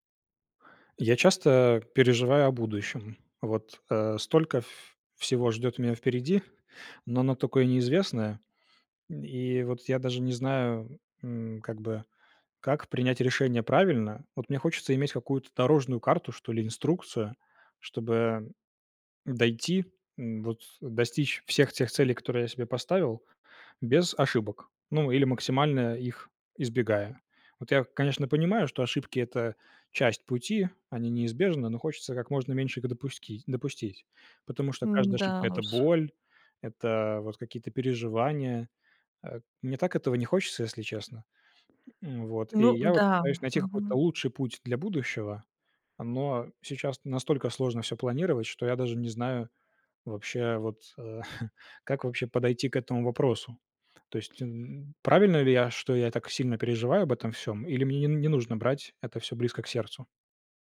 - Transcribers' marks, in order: tapping; chuckle
- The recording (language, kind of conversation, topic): Russian, advice, Как перестать постоянно тревожиться о будущем и испытывать тревогу при принятии решений?